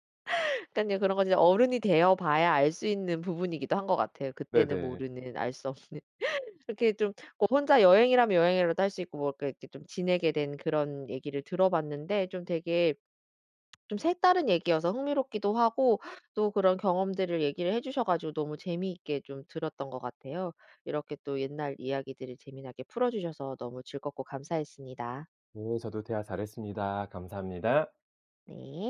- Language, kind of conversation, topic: Korean, podcast, 첫 혼자 여행은 어땠어요?
- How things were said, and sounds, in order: laughing while speaking: "없는"